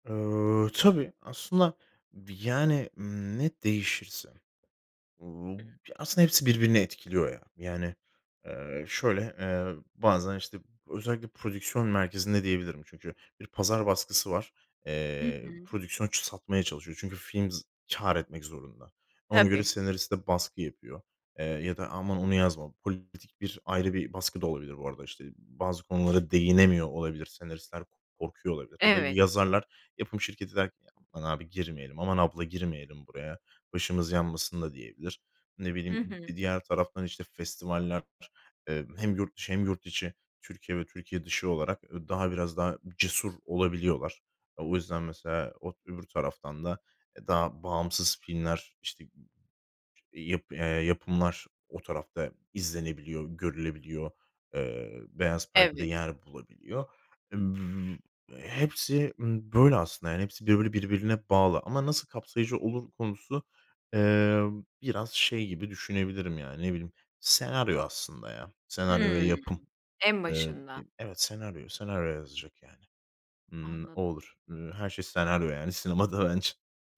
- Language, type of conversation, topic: Turkish, podcast, Sinemada temsil neden önemlidir ve aklınıza hangi örnekler geliyor?
- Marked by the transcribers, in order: other background noise; tapping; laughing while speaking: "sinemada bence"